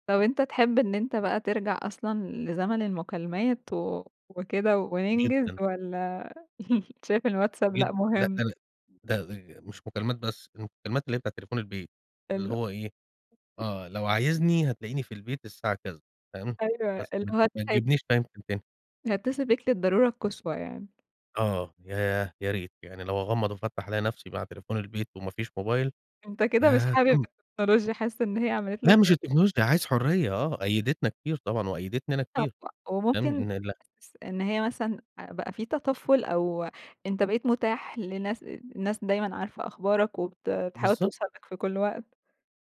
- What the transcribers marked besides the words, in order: chuckle; other background noise; unintelligible speech; unintelligible speech; unintelligible speech; unintelligible speech
- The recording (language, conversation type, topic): Arabic, podcast, إزاي بتتعامل مع كتر الرسائل في جروبات واتساب؟